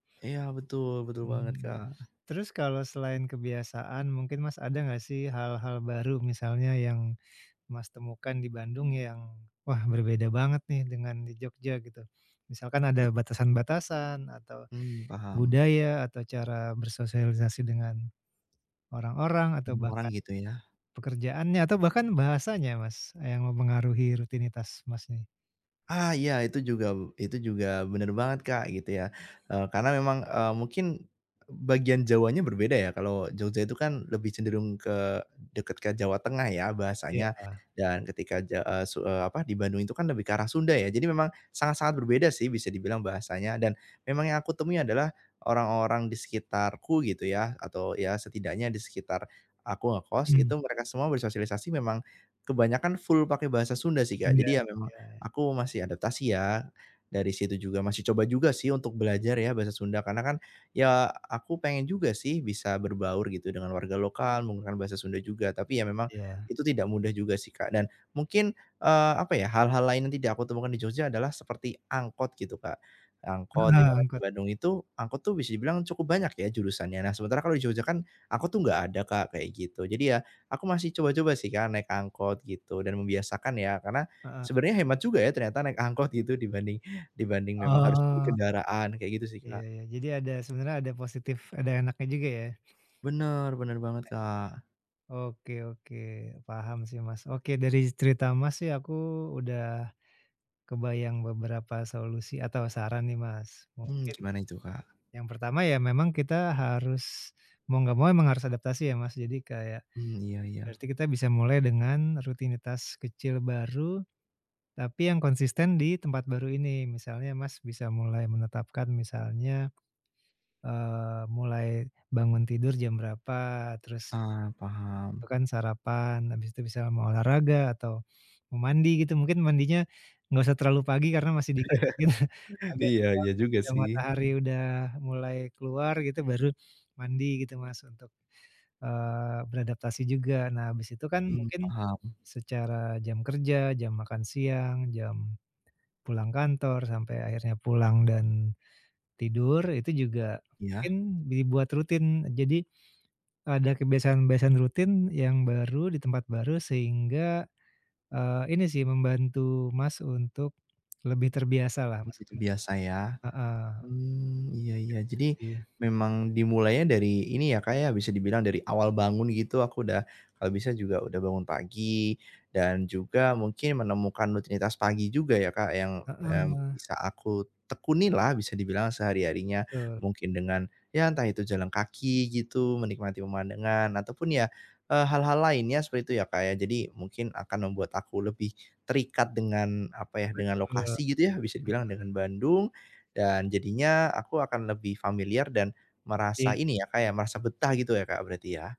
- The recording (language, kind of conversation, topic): Indonesian, advice, Bagaimana cara menyesuaikan kebiasaan dan rutinitas sehari-hari agar nyaman setelah pindah?
- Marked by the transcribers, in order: other noise; tapping; laughing while speaking: "Iya, angkot"; snort; other background noise; "misalnya" said as "bisalnya"; chuckle; snort